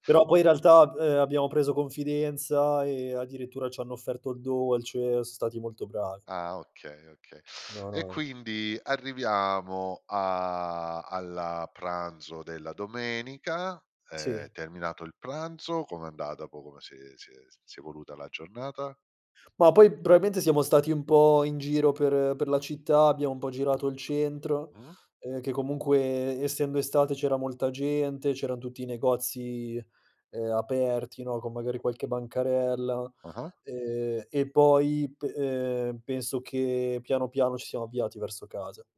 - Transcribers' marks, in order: "probabilmente" said as "probaimente"; other background noise
- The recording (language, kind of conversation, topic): Italian, podcast, Qual è un'avventura improvvisata che ricordi ancora?